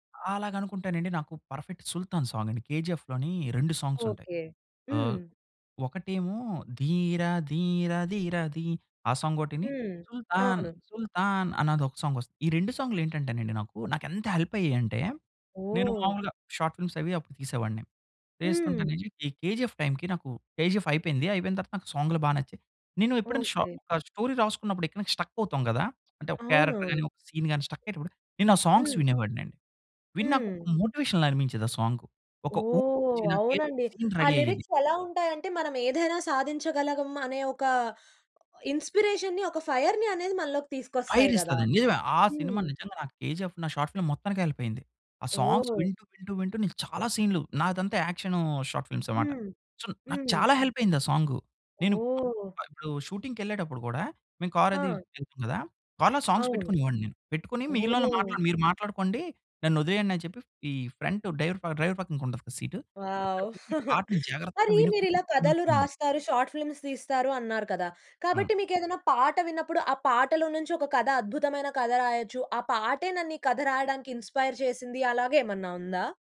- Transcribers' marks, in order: in English: "పర్ఫెక్ట్"; in English: "సాంగ్"; in English: "సాంగ్స్"; singing: "ధీర ధీర ధీర ధీ"; in English: "సాంగ్"; in English: "సాంగ్"; in English: "హెల్ప్"; in English: "షార్ట్ ఫిల్మ్స్"; in English: "టైంకి"; in English: "స్టోరీ"; in English: "స్ట్రక్"; in English: "క్యారెక్టర్"; in English: "సీన్"; in English: "స్ట్రక్"; in English: "సాంగ్స్"; in English: "మోటివేషన్‌లా"; in English: "సీన్ రెఢీ"; in English: "లిరిక్స్"; in English: "ఇన్స్పిరేషన్‌ని"; in English: "ఫైర్‌ని"; in English: "ఫైర్"; in English: "షార్ట్ ఫిల్మ్"; in English: "హెల్ప్"; in English: "సాంగ్స్"; in English: "సీన్‌లు"; in English: "షార్ట్ ఫిల్మ్స్"; in English: "సో"; in English: "హెల్ప్"; in English: "సాంగ్"; in English: "షూటింగ్‌కి"; in English: "సాంగ్స్"; in English: "ఫ్రంట్"; in English: "డ్రైవర్"; chuckle; in English: "సీటు"; in English: "షార్ట్ ఫిల్మ్స్"; unintelligible speech; in English: "ఇన్స్పైర్"
- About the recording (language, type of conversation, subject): Telugu, podcast, పాటల మాటలు మీకు ఎంతగా ప్రభావం చూపిస్తాయి?